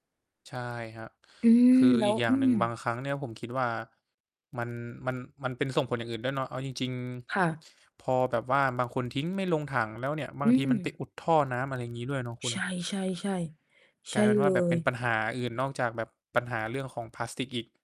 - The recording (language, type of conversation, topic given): Thai, unstructured, ทำไมขยะพลาสติกถึงยังคงเป็นปัญหาที่แก้ไม่ตก?
- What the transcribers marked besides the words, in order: distorted speech; tapping